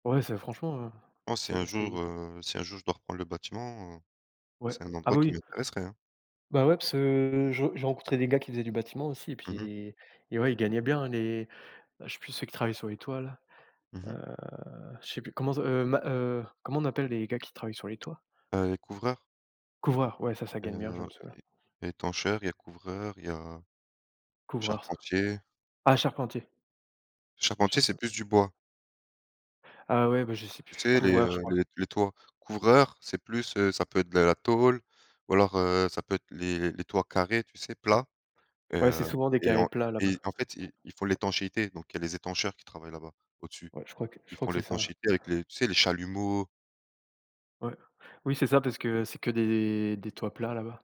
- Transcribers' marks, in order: tapping
- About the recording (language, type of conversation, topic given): French, unstructured, Comment épargnez-vous pour vos projets futurs ?